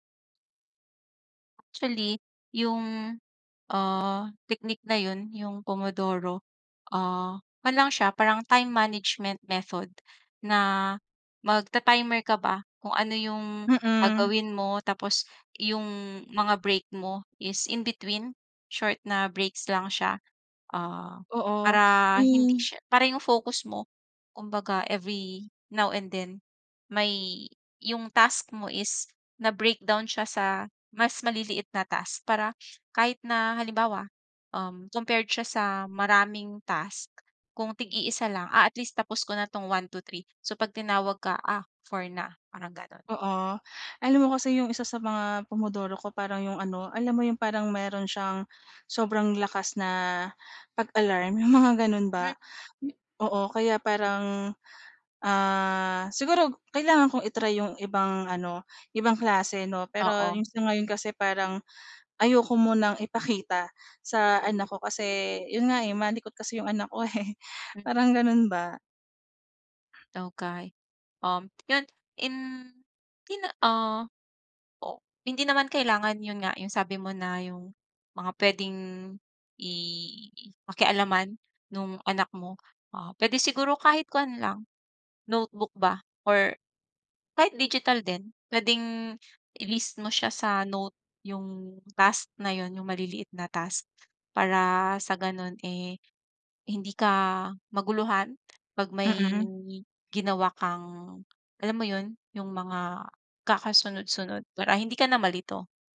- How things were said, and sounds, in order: other background noise; in English: "time management method"; in English: "is in-between"; in English: "every now and then"; in English: "compared"; laughing while speaking: "eh"; tapping
- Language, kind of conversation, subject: Filipino, advice, Paano ako makakapagpokus sa gawain kapag madali akong madistrak?